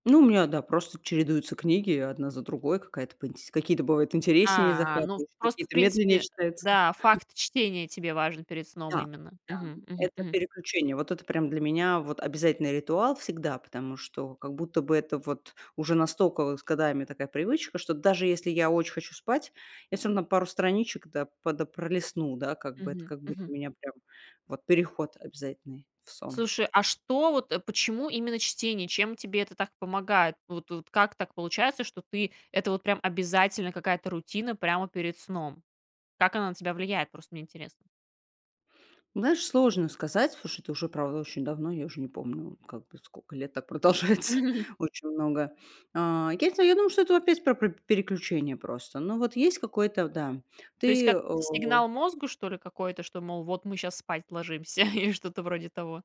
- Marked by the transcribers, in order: chuckle; laugh; laughing while speaking: "продолжается"; laughing while speaking: "или"
- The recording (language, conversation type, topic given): Russian, podcast, Какие вечерние ритуалы помогают вам расслабиться?